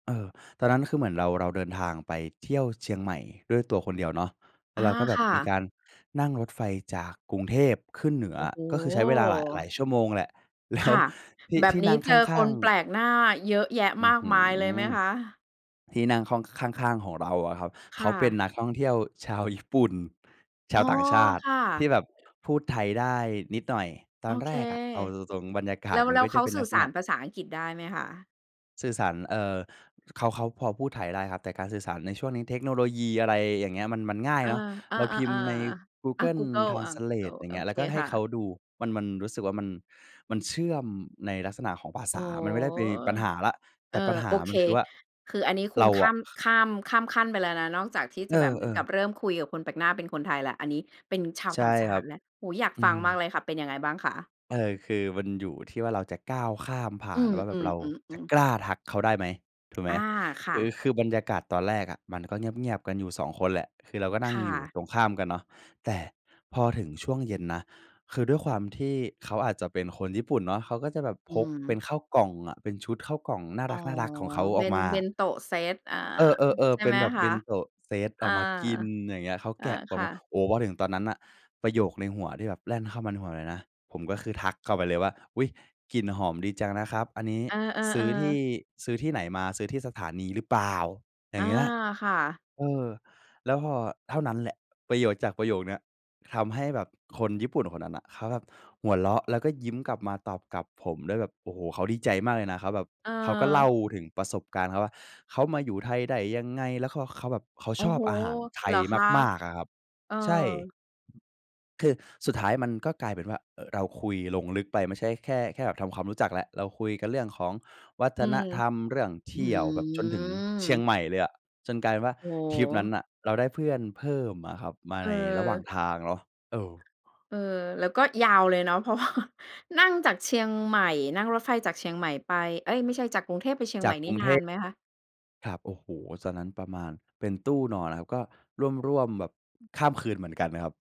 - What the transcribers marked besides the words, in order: laughing while speaking: "แล้ว"; other noise; tapping; laughing while speaking: "เพราะว่า"
- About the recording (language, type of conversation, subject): Thai, podcast, จะเริ่มคุยกับคนแปลกหน้าอย่างไรให้คุยกันต่อได้?